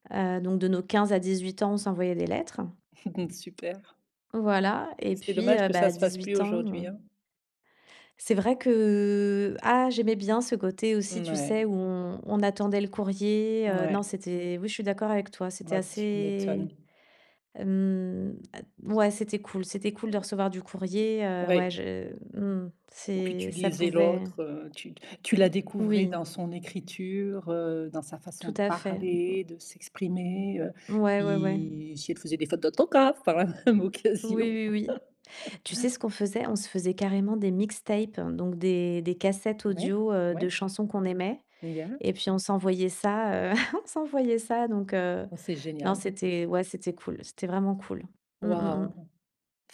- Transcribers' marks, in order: chuckle; other noise; other background noise; laughing while speaking: "par la même occasion"; laugh; unintelligible speech; chuckle
- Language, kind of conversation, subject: French, podcast, Peux-tu raconter une amitié née pendant un voyage ?